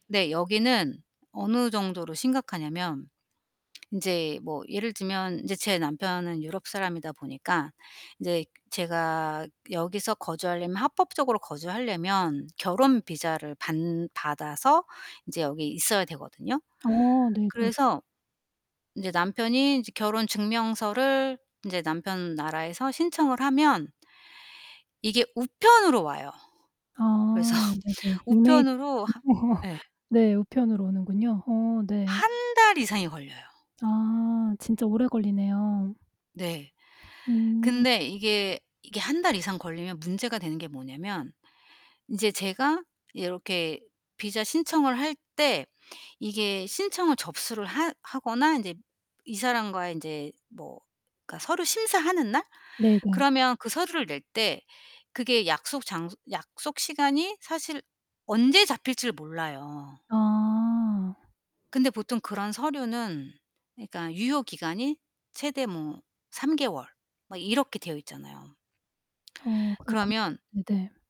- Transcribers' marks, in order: other background noise; laughing while speaking: "그래서"; laughing while speaking: "말고"; distorted speech; tapping
- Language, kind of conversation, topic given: Korean, advice, 관공서에서 서류를 처리하는 과정이 왜 이렇게 복잡하고 답답하게 느껴지나요?